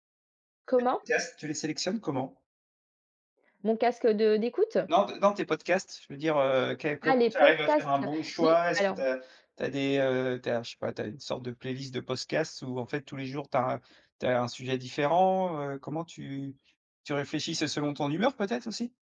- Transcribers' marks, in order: other background noise; stressed: "Ah, les podcasts"; "podcasts" said as "postcasts"
- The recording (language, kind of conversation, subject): French, podcast, Comment organises-tu ta journée pour rester discipliné ?